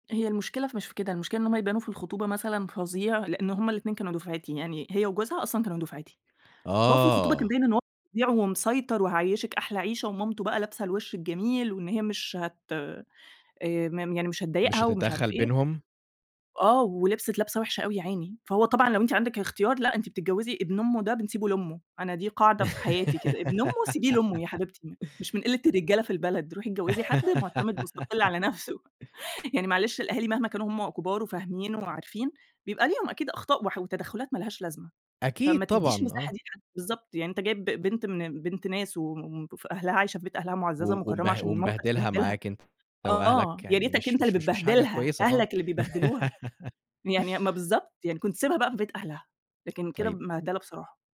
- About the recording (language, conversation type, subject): Arabic, podcast, إزاي بتتعاملوا مع تدخل أهل الشريك في خصوصياتكم؟
- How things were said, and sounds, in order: giggle; giggle; laugh; "بهدلة" said as "مهدلة"